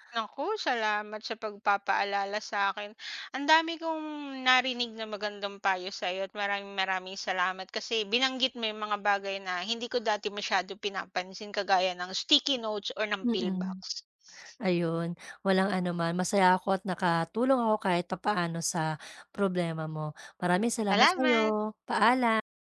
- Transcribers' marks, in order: other background noise; tapping; in English: "pill box"
- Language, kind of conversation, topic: Filipino, advice, Paano mo maiiwasan ang madalas na pagkalimot sa pag-inom ng gamot o suplemento?